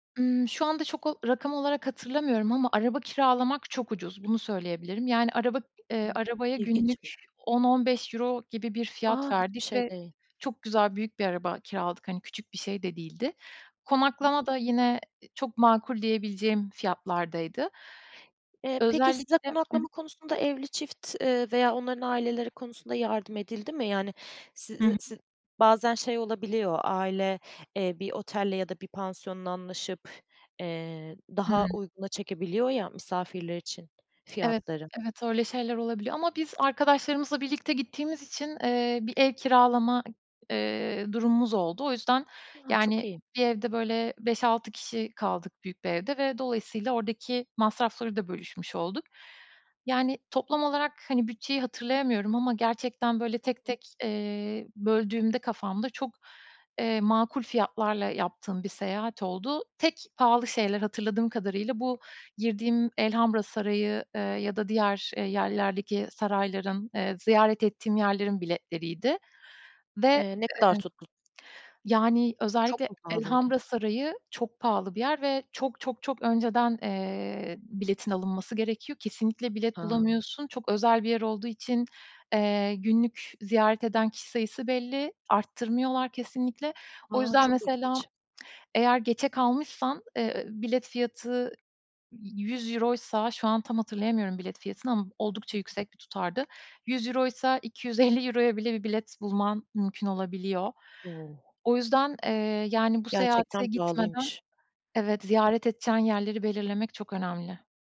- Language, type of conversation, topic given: Turkish, podcast, En unutulmaz seyahatini nasıl geçirdin, biraz anlatır mısın?
- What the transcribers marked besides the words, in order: other background noise; tapping; other noise